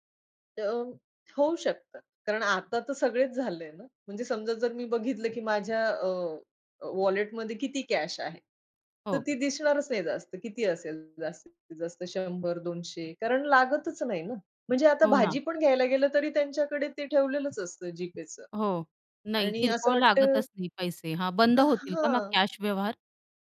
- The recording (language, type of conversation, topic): Marathi, podcast, तुम्ही ऑनलाइन देयके आणि यूपीआय वापरणे कसे शिकलात, आणि नवशिक्यांसाठी काही टिप्स आहेत का?
- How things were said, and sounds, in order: in English: "वॉलेटमध्ये"